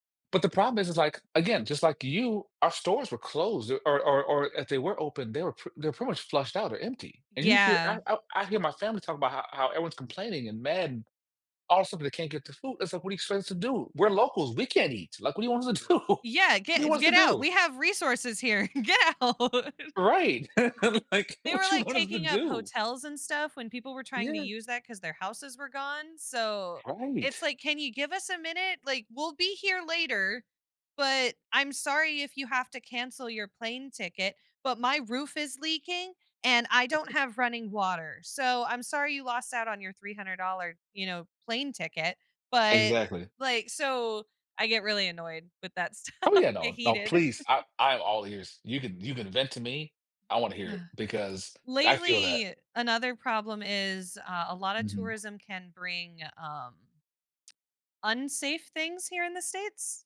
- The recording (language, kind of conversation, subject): English, unstructured, Do you think famous travel destinations are overrated or worth visiting?
- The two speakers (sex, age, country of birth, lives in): female, 30-34, United States, United States; male, 35-39, Germany, United States
- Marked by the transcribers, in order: laughing while speaking: "do?"; laughing while speaking: "out"; chuckle; laughing while speaking: "Like"; unintelligible speech; laughing while speaking: "stuff"; laughing while speaking: "heated"; sigh; tapping; other background noise